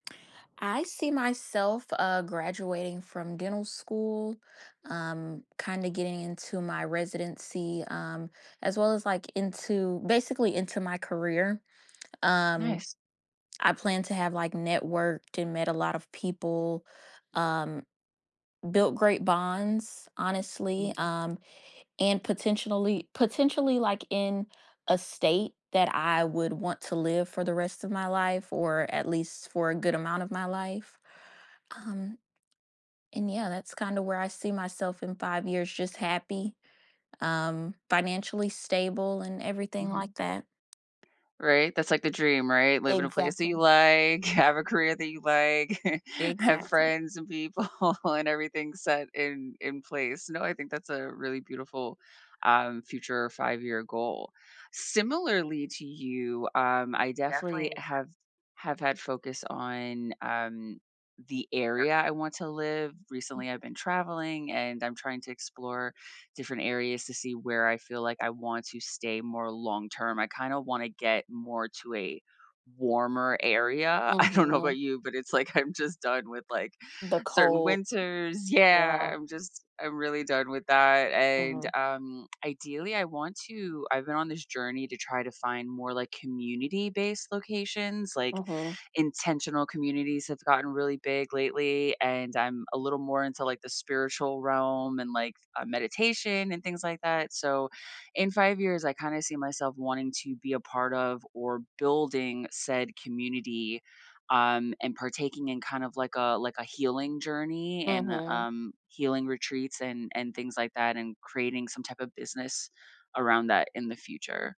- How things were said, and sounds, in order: background speech; other background noise; "potentially-" said as "potentionally"; tapping; laughing while speaking: "have"; chuckle; laughing while speaking: "people"; other noise; laughing while speaking: "I don't know"; laughing while speaking: "I'm"
- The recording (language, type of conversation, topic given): English, unstructured, Where do you see yourself in five years?
- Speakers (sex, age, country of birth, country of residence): female, 20-24, United States, United States; female, 40-44, United States, United States